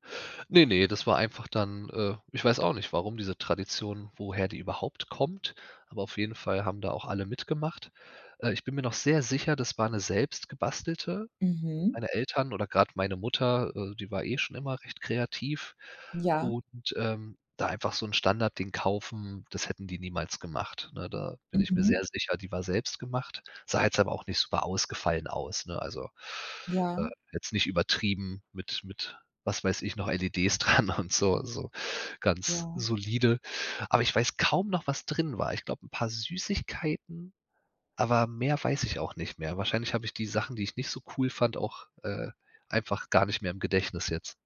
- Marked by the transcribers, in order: laughing while speaking: "dran"
- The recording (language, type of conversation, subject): German, podcast, Kannst du von deinem ersten Schultag erzählen?